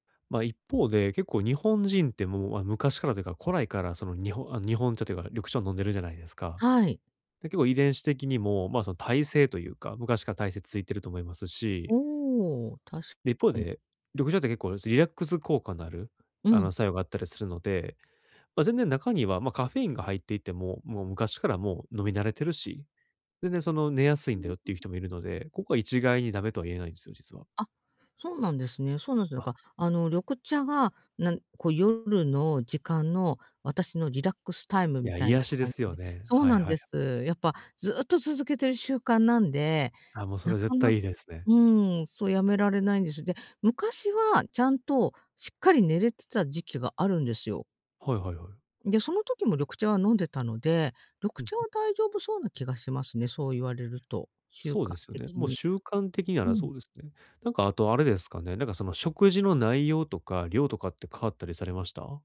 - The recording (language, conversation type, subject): Japanese, advice, 睡眠の質を高めて朝にもっと元気に起きるには、どんな習慣を見直せばいいですか？
- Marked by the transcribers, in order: none